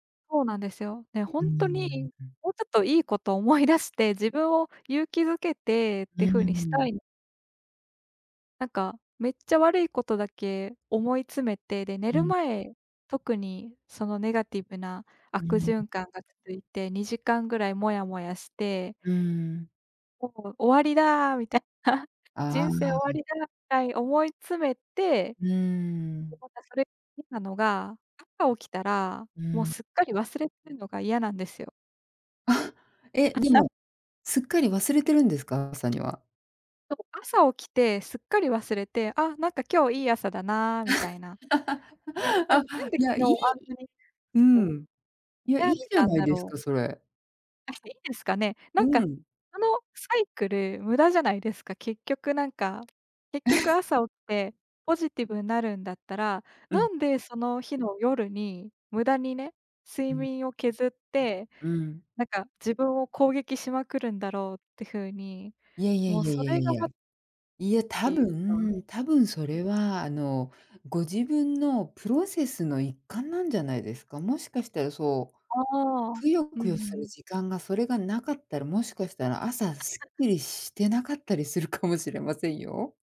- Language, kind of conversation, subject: Japanese, advice, 失敗するとすぐ自分を責めてしまう自己否定の習慣をやめるにはどうすればいいですか？
- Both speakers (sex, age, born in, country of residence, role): female, 25-29, Japan, Japan, user; female, 50-54, Japan, United States, advisor
- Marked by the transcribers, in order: laugh; laugh; laugh; other background noise; laugh